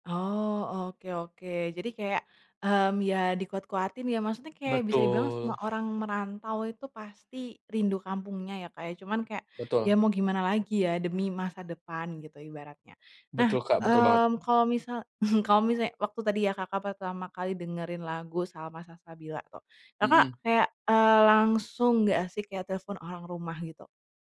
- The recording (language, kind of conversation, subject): Indonesian, podcast, Lagu apa yang membuat kamu merasa seperti pulang atau rindu kampung?
- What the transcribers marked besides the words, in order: chuckle; tapping